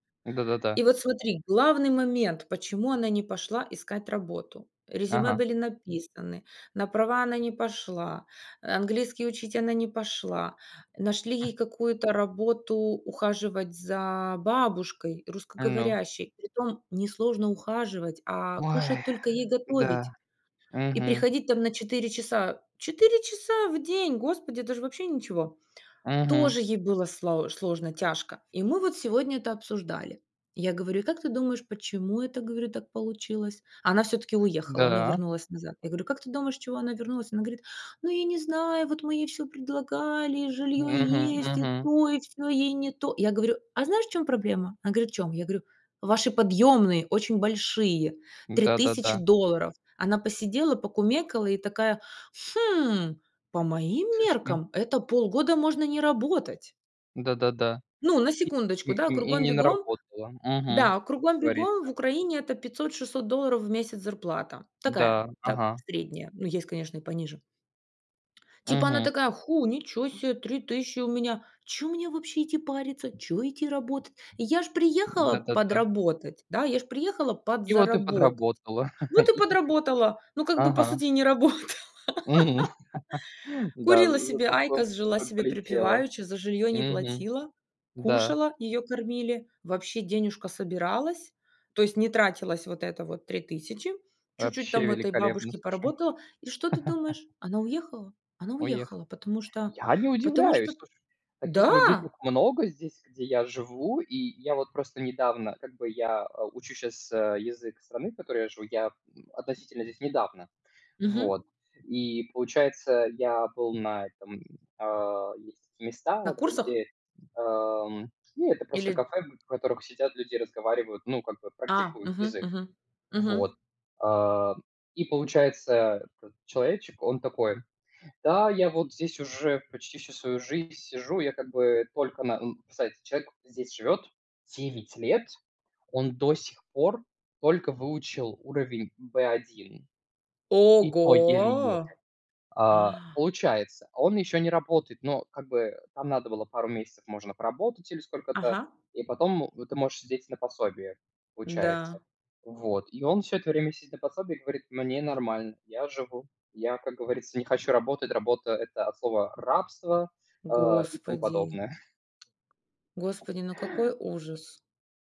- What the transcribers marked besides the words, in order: chuckle; sad: "Ой"; put-on voice: "Ну, я не знаю, вот … ей не то"; tapping; other background noise; chuckle; laugh; laughing while speaking: "не работала"; chuckle; put-on voice: "Я не удивляюсь"; surprised: "Ого!"; chuckle
- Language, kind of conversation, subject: Russian, unstructured, Что мешает людям менять свою жизнь к лучшему?